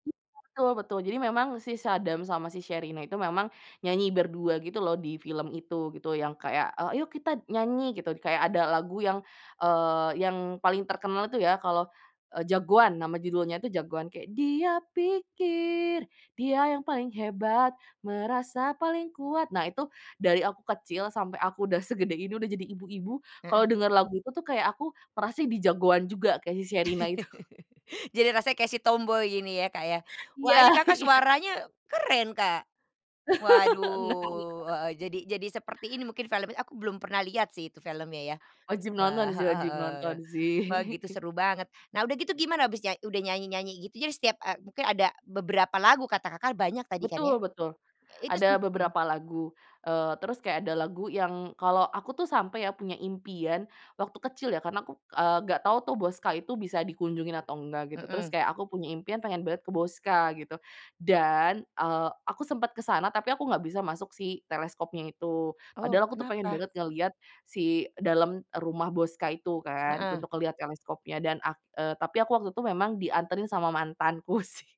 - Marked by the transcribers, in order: singing: "Dia pikir, dia yang paling hebat, merasa paling kuat"; chuckle; laughing while speaking: "itu"; other background noise; laughing while speaking: "Iya iya"; laughing while speaking: "Enggak enggak"; chuckle; laughing while speaking: "sih"
- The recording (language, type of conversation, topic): Indonesian, podcast, Film atau momen apa yang bikin kamu nostalgia saat mendengar sebuah lagu?